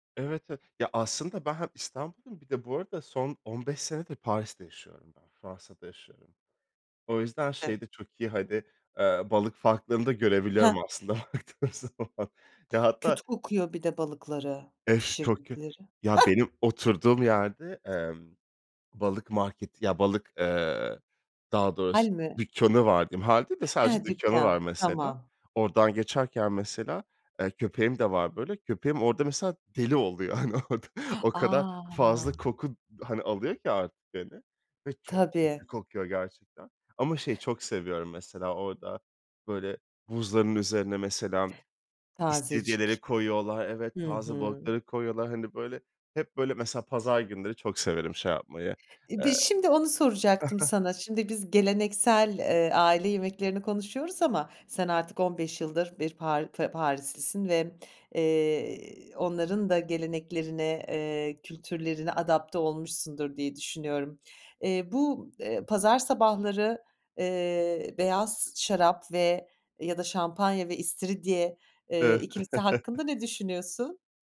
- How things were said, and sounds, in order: laughing while speaking: "baktığım zaman"; other background noise; chuckle; laughing while speaking: "hani orada"; tapping; chuckle; unintelligible speech; chuckle
- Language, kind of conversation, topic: Turkish, podcast, Ailenizin en özel yemek tarifini anlatır mısın?